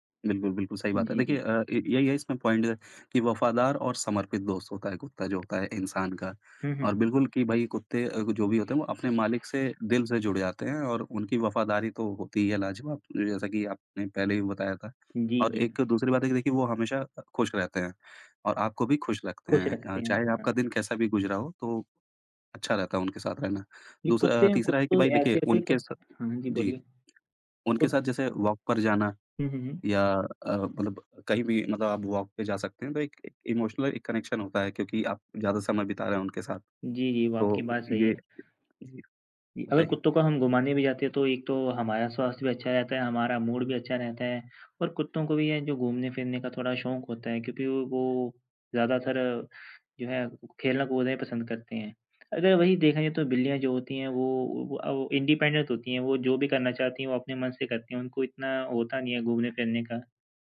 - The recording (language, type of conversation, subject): Hindi, unstructured, आपको कुत्ते पसंद हैं या बिल्लियाँ?
- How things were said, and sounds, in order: in English: "पॉइंट"; tapping; in English: "वॉक"; in English: "वॉक"; in English: "इमोशनल"; in English: "कनेक्शन"; in English: "मूड"; in English: "इंडिपेंडेंट"